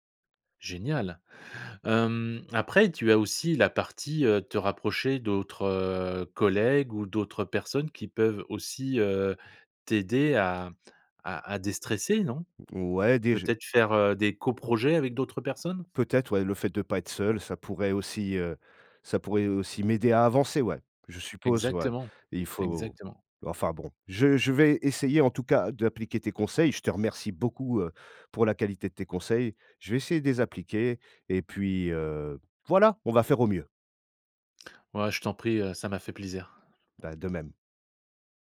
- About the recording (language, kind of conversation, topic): French, advice, Comment le stress et l’anxiété t’empêchent-ils de te concentrer sur un travail important ?
- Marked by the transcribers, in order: stressed: "beaucoup"; stressed: "voilà"